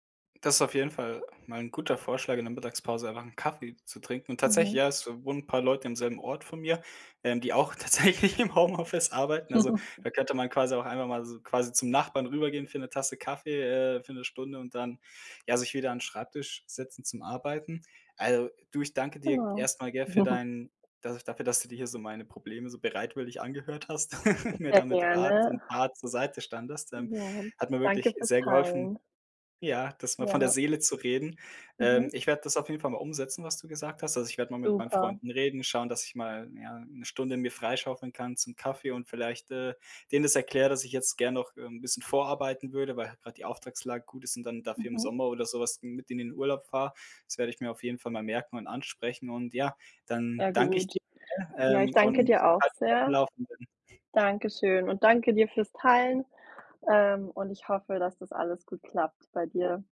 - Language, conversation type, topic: German, advice, Hast du das Gefühl, dass dein soziales Leben oder deine Beziehungen unter deiner Arbeit leiden?
- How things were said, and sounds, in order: laughing while speaking: "tatsächlich im Homeoffice"; giggle; other background noise; giggle; laugh